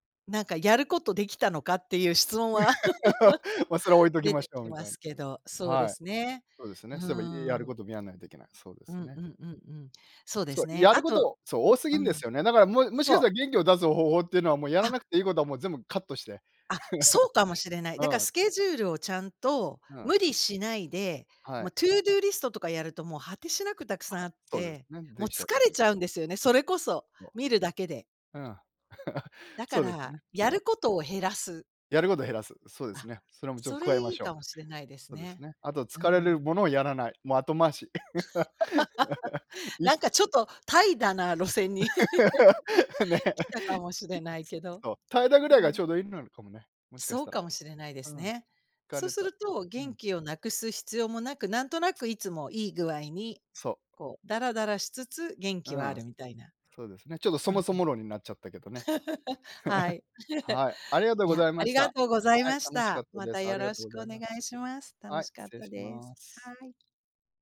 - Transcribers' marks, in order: laugh; laugh; other background noise; in English: "To-do list"; laugh; laugh; laughing while speaking: "路線に"; laugh; laughing while speaking: "ね"; laugh
- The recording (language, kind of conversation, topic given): Japanese, unstructured, 疲れたときに元気を出すにはどうしたらいいですか？